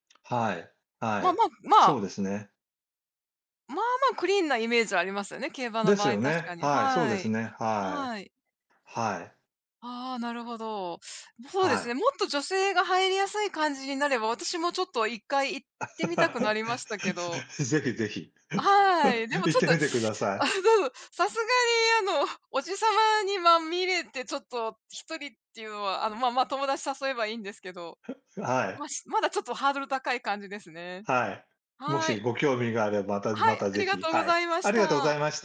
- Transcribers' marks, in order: chuckle; chuckle
- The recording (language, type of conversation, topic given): Japanese, unstructured, 働き始めてから、いちばん嬉しかった瞬間はいつでしたか？